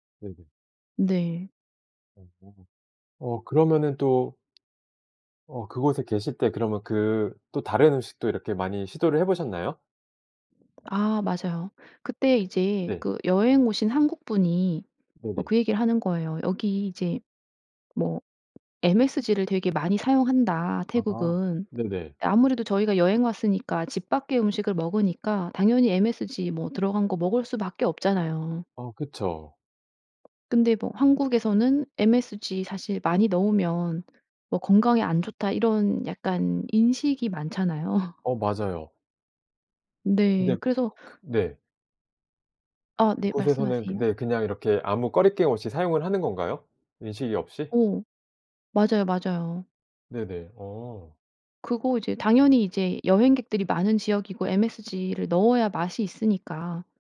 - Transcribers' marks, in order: tapping; laugh
- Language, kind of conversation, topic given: Korean, podcast, 음식 때문에 생긴 웃긴 에피소드가 있나요?